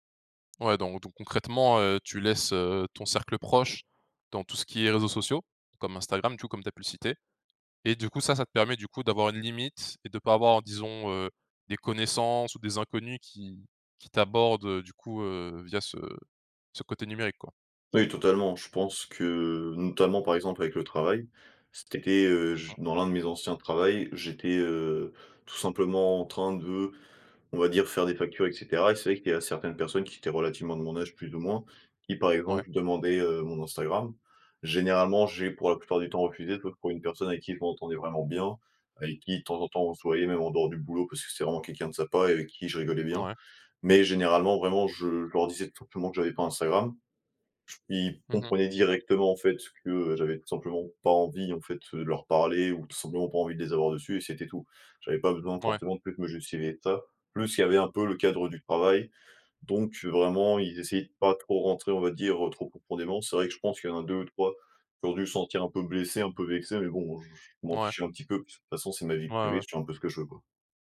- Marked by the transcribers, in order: other background noise; stressed: "pas"; "justifier" said as "justivier"
- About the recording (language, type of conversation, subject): French, podcast, Comment poses-tu des limites au numérique dans ta vie personnelle ?
- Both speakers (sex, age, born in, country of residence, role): male, 20-24, France, France, host; male, 20-24, Romania, Romania, guest